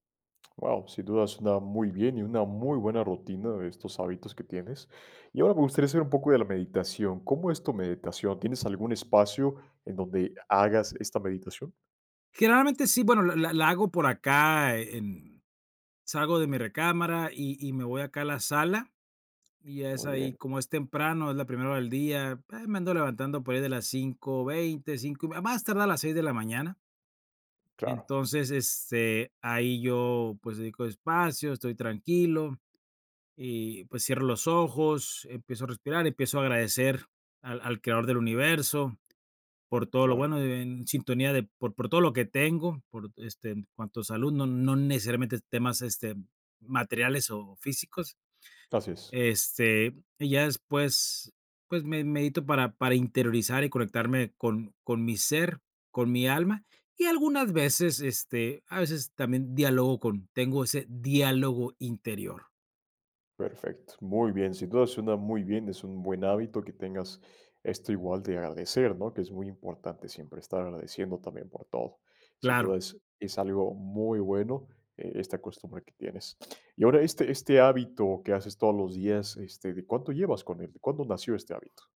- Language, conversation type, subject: Spanish, podcast, ¿Qué hábito te ayuda a crecer cada día?
- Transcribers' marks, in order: none